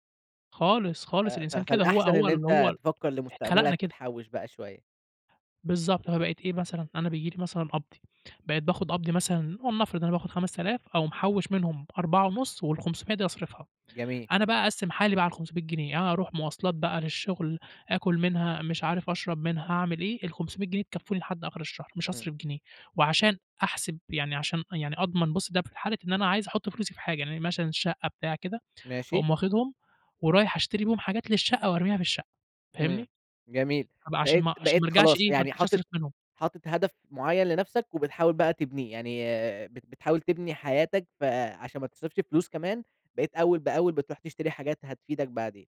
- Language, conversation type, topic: Arabic, podcast, بتفضل تدّخر النهارده ولا تصرف عشان تستمتع بالحياة؟
- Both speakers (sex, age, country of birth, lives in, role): male, 20-24, Egypt, Egypt, guest; male, 20-24, Egypt, Egypt, host
- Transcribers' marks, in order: tapping